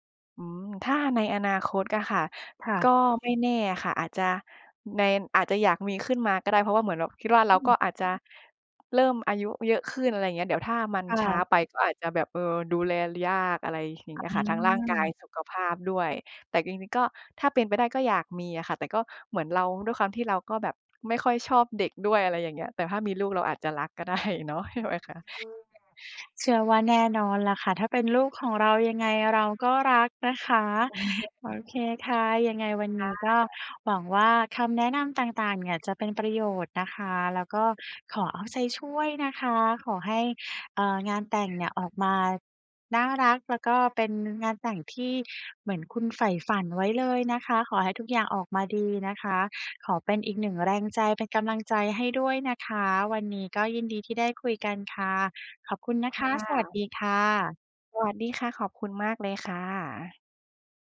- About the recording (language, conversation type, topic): Thai, advice, ฉันควรเริ่มคุยกับคู่ของฉันอย่างไรเมื่อกังวลว่าความคาดหวังเรื่องอนาคตของเราอาจไม่ตรงกัน?
- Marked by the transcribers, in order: laughing while speaking: "ก็ได้เนาะ ใช่ไหมคะ ?"; unintelligible speech; unintelligible speech; other background noise